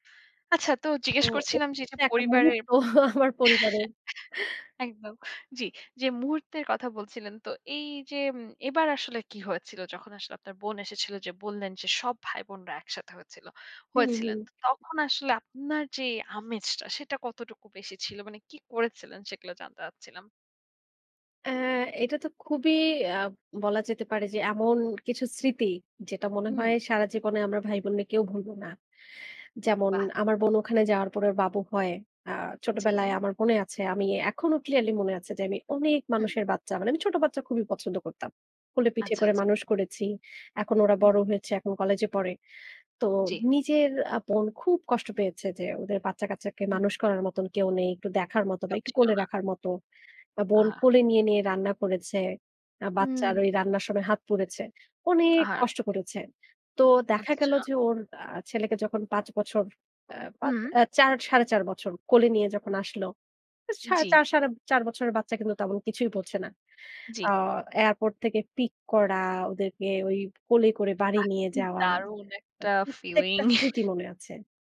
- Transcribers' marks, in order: chuckle; laughing while speaking: "আমার পরিবারের"; chuckle; tapping; in English: "clearly"; drawn out: "অনেক"; chuckle
- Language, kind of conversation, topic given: Bengali, podcast, পরিবারের সঙ্গে আপনার কোনো বিশেষ মুহূর্তের কথা বলবেন?